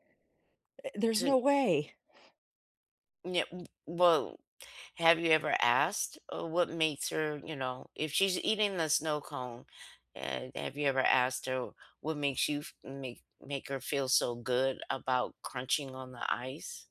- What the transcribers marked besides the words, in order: sniff; tapping
- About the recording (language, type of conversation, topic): English, unstructured, Is there a dessert that always cheers you up?
- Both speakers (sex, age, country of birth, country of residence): female, 30-34, United States, United States; female, 60-64, United States, United States